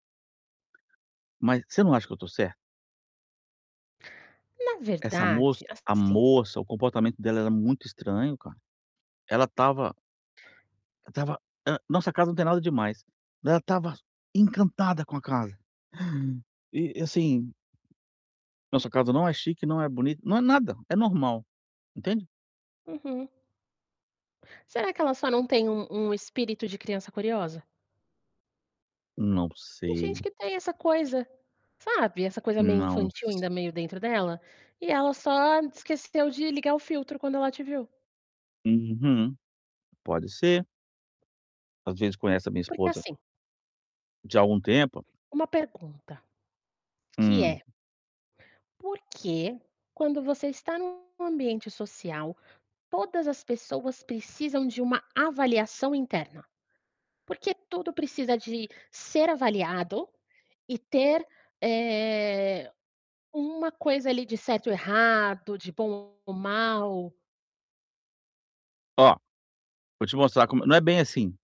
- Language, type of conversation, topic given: Portuguese, advice, O que você pode fazer para não se sentir deslocado em eventos sociais?
- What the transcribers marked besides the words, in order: tapping; static; other background noise; gasp; distorted speech; drawn out: "eh"